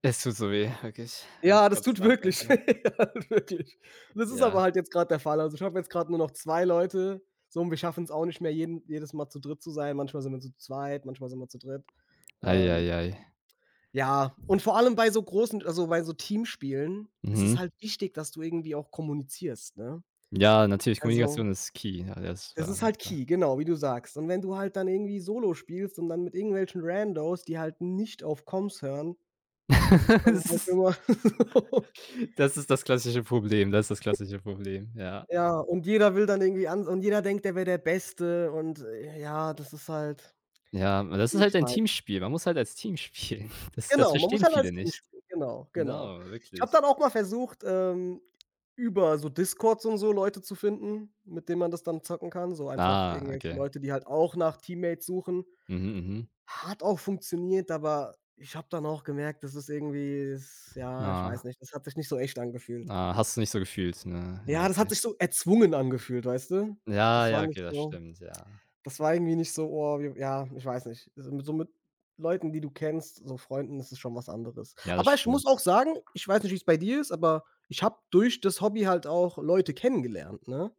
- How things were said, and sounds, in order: laugh; laughing while speaking: "halt wirklich"; other background noise; in English: "Key"; unintelligible speech; in English: "Key"; in English: "Randos"; laugh; laughing while speaking: "Das ist"; in English: "Coms"; giggle; laugh; laughing while speaking: "so"; unintelligible speech; laughing while speaking: "spielen"; snort
- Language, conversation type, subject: German, unstructured, Welches Hobby macht dich am glücklichsten?
- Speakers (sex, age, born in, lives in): male, 18-19, Germany, Germany; male, 25-29, Germany, Germany